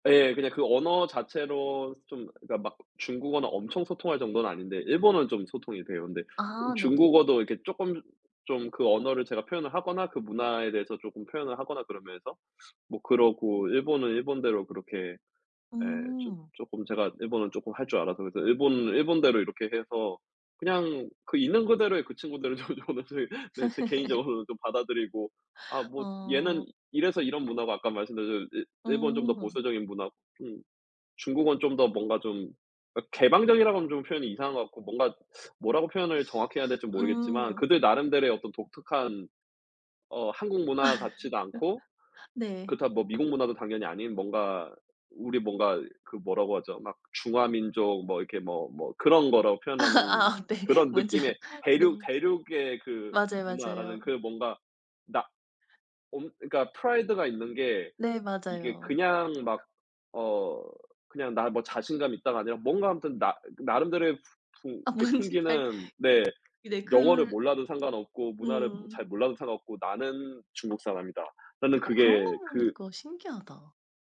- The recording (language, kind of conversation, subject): Korean, unstructured, 문화 차이는 사람들 사이의 관계에 어떤 영향을 미칠까요?
- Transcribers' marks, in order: laugh; laughing while speaking: "친구들도 저는 제"; tapping; teeth sucking; laugh; other background noise; laugh; laughing while speaking: "아 네. 먼저"; laughing while speaking: "아 뭔지 잘"